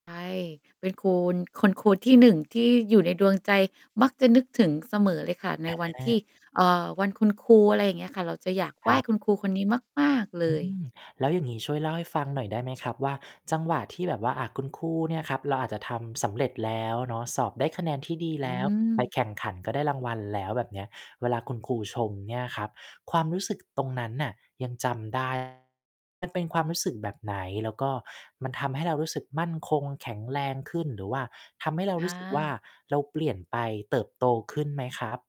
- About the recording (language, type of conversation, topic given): Thai, podcast, คุณจำคำติชมที่ทำให้คุณเติบโตได้ไหม?
- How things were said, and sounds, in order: distorted speech